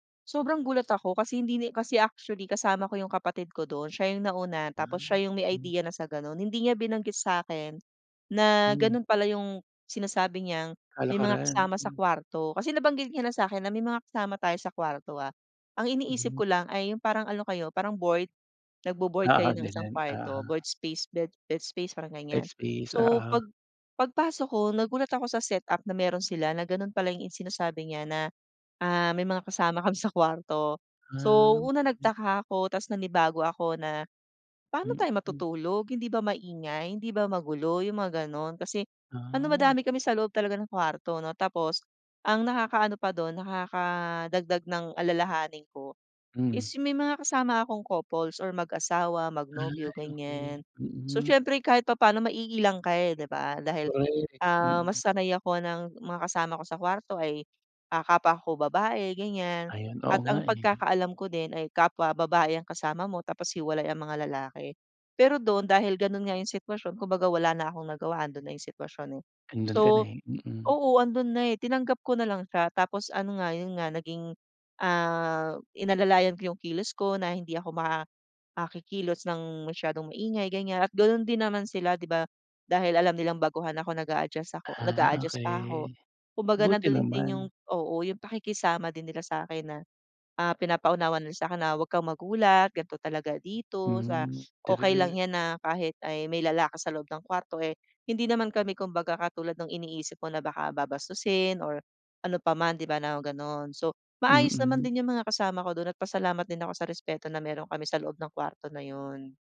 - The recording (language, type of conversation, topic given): Filipino, podcast, Paano mo pinoprotektahan ang iyong pribasiya kapag nakatira ka sa bahay na may kasamang iba?
- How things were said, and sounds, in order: other background noise